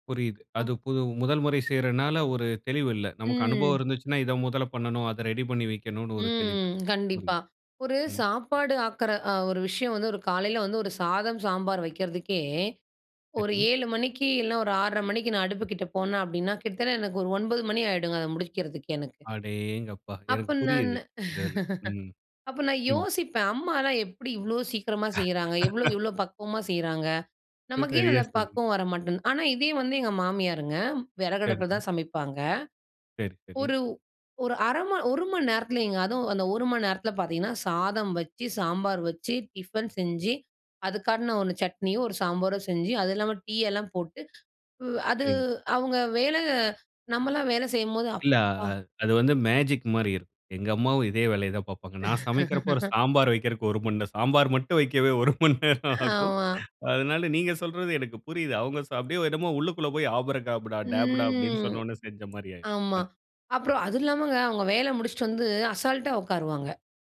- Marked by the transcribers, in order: unintelligible speech; drawn out: "ம்"; drawn out: "ம்"; lip smack; other background noise; tapping; surprised: "அடேங்கப்பா!"; chuckle; laugh; laughing while speaking: "சரியா சொன்னீங்க"; other noise; drawn out: "அது"; laugh; laughing while speaking: "ஒரு மணி நேரம் ஆகும்"; drawn out: "ம்"
- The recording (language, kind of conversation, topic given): Tamil, podcast, வேலைகள் தானாகச் செய்யப்படும்போது என்ன மாற்றங்கள் ஏற்படலாம்?